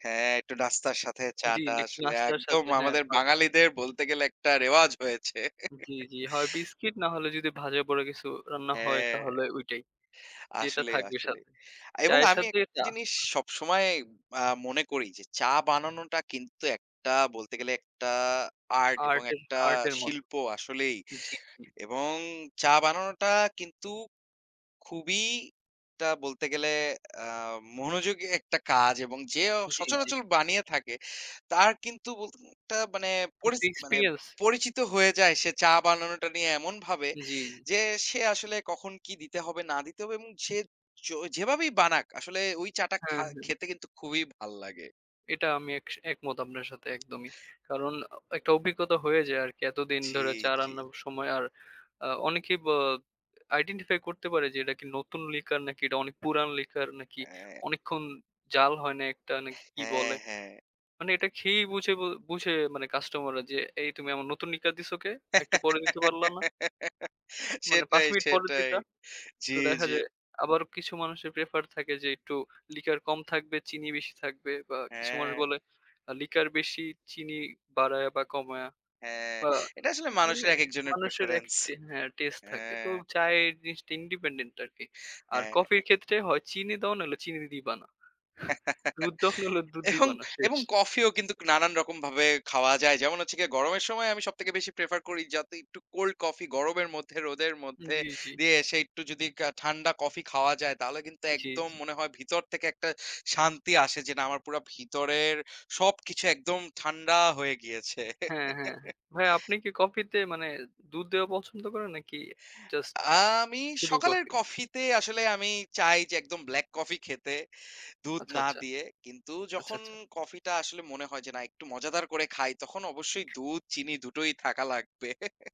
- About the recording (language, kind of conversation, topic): Bengali, unstructured, চা আর কফির মধ্যে আপনার প্রথম পছন্দ কোনটি?
- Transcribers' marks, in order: other background noise; giggle; tapping; laugh; laugh; laugh; laugh